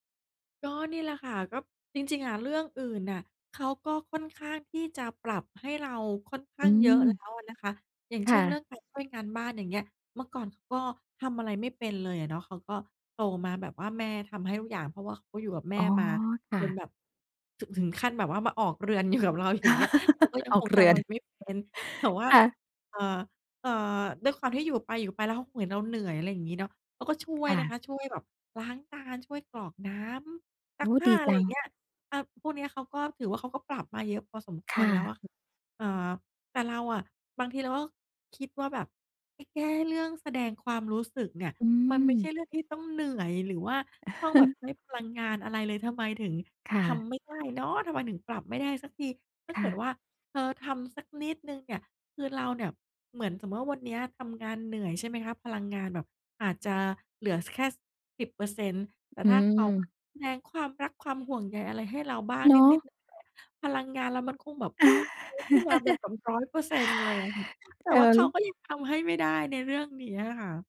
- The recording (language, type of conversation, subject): Thai, advice, ฉันควรรักษาสมดุลระหว่างความเป็นตัวเองกับคนรักอย่างไรเพื่อให้ความสัมพันธ์มั่นคง?
- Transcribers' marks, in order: laughing while speaking: "อยู่กับเรา อย่างเงี้ย"; laugh; chuckle; chuckle; chuckle; unintelligible speech